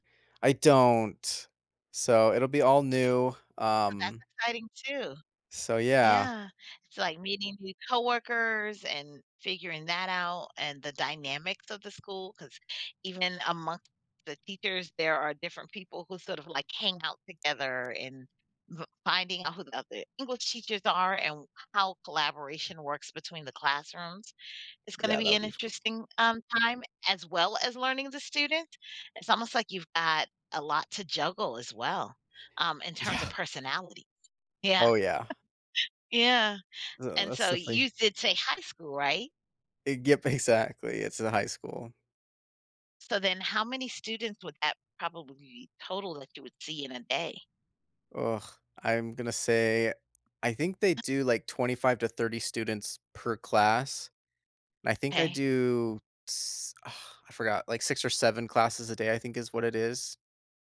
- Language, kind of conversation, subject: English, advice, How can I manage nerves starting a new job?
- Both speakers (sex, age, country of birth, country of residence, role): female, 45-49, United States, United States, advisor; male, 30-34, United States, United States, user
- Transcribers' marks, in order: chuckle; sigh